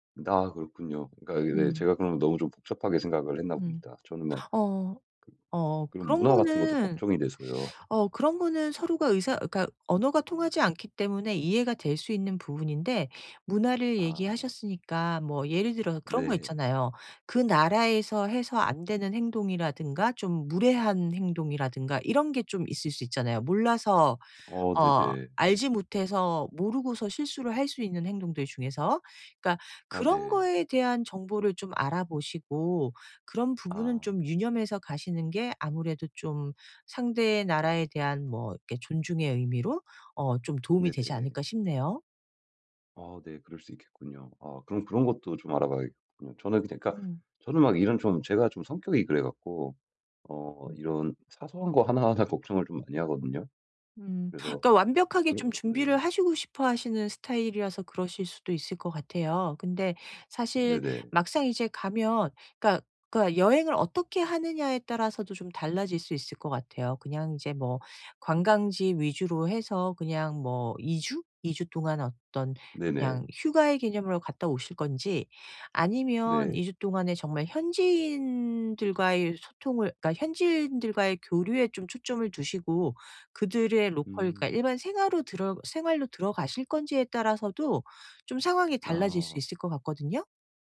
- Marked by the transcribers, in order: gasp; laughing while speaking: "돼서요"; tapping; laughing while speaking: "하나하나"; in English: "로컬"; other background noise
- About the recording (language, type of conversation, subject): Korean, advice, 여행 중 언어 장벽을 어떻게 극복해 더 잘 의사소통할 수 있을까요?